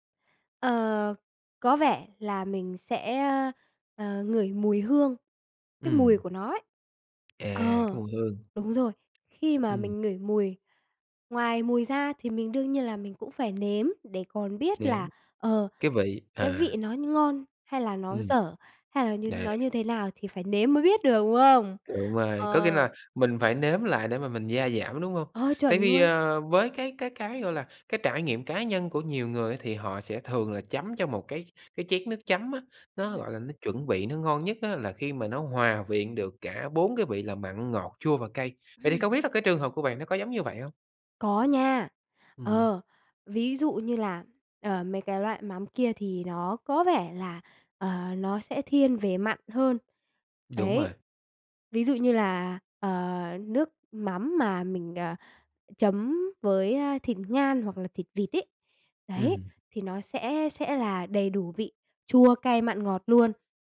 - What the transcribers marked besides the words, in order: tapping; other background noise
- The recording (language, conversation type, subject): Vietnamese, podcast, Bạn có bí quyết nào để pha nước chấm ngon không?